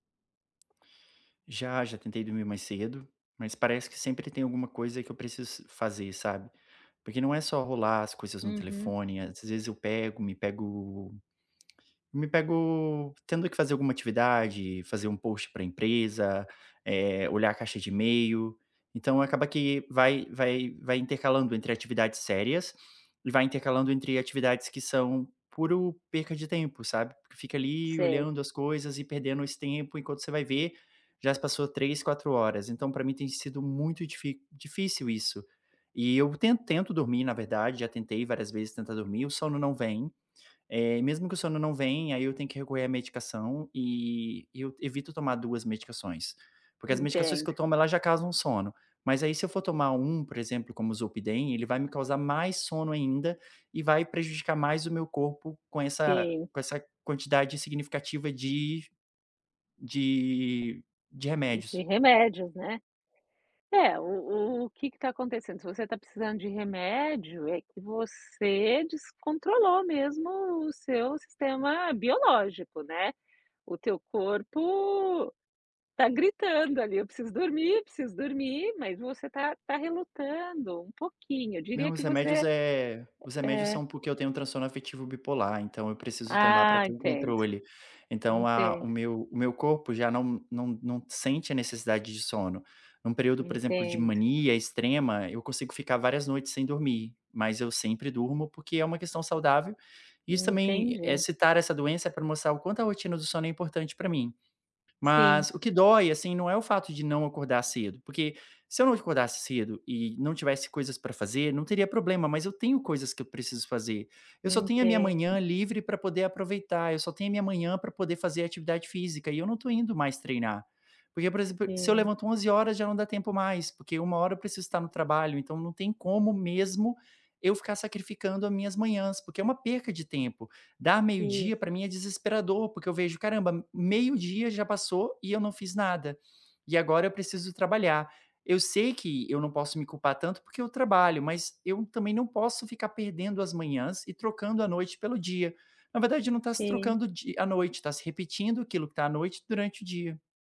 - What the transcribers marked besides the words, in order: tapping; in English: "post"; other background noise
- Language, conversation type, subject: Portuguese, advice, Como posso manter a consistência diária na prática de atenção plena?